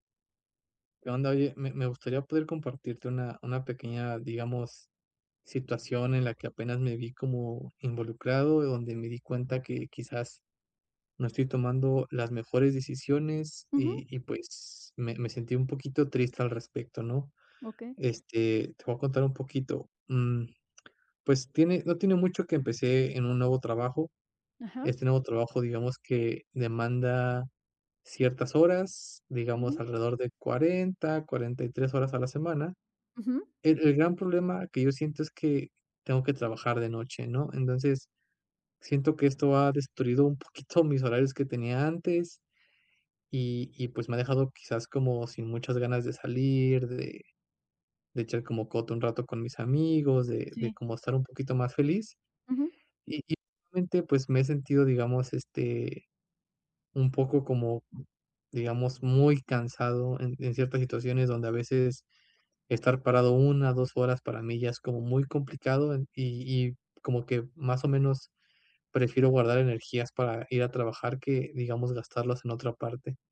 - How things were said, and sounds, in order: laughing while speaking: "poquito"
- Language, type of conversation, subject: Spanish, advice, ¿Por qué no tengo energía para actividades que antes disfrutaba?